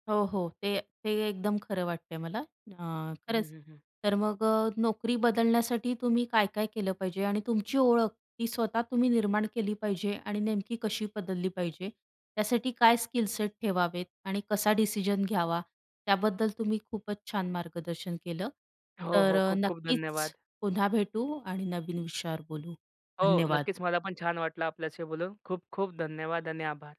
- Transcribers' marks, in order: other background noise
- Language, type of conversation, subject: Marathi, podcast, नोकरी बदलल्यानंतर तुमची ओळख बदलते का?